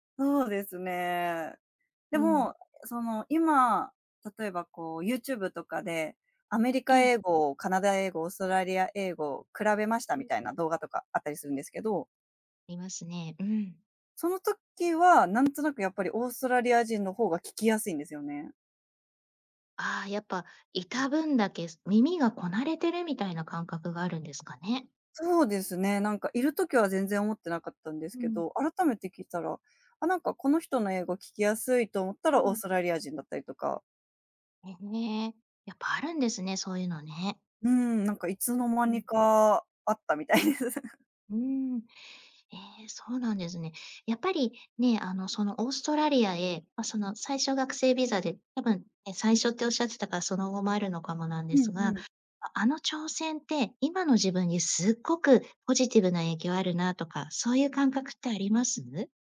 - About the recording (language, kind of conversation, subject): Japanese, podcast, 人生で一番の挑戦は何でしたか？
- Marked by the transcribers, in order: other background noise; laughing while speaking: "みたいです"